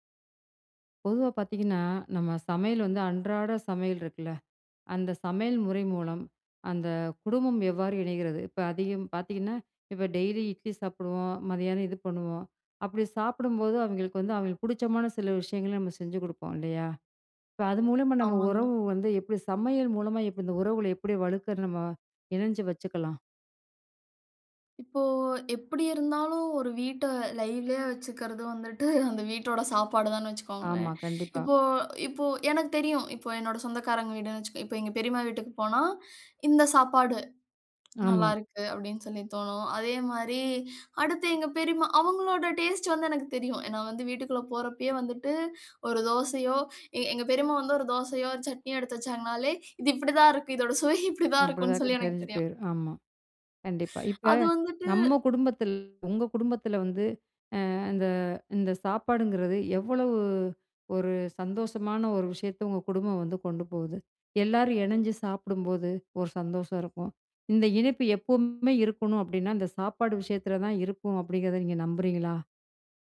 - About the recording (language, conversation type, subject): Tamil, podcast, வழக்கமான சமையல் முறைகள் மூலம் குடும்பம் எவ்வாறு இணைகிறது?
- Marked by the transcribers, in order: "வலுக்கறது" said as "வளக்கறது"; in English: "லைவ்லியா"; laughing while speaking: "வந்துட்டு அந்த வீட்டோட சாப்பாடு தான்னு வச்சுக்கோங்களேன்"; laughing while speaking: "எங்க பெரிம்மா வந்து ஒரு தோசையோ … சொல்லி எனக்கு தெரியும்"; "அப்படிதாங்க" said as "அப்படிதாக்கு"; other background noise; "இணஞ்சு" said as "எணஞ்சு"